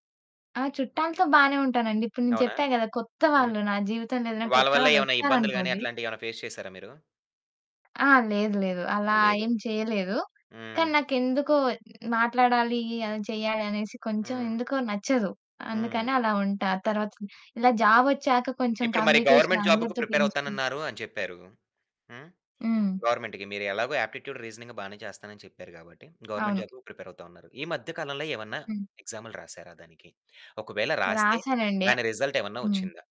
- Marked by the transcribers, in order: other background noise; in English: "ఫేస్"; in English: "కమ్యూనికేషన్"; in English: "గవర్నమెంట్"; in English: "గవర్నమెంట్‌కి"; in English: "ఆప్టిట్యూడ్, రీజనింగ్"; in English: "గవర్నమెంట్"; in English: "రిజల్ట్"
- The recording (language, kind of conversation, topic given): Telugu, podcast, జీవితంలోని అవరోధాలను మీరు అవకాశాలుగా ఎలా చూస్తారు?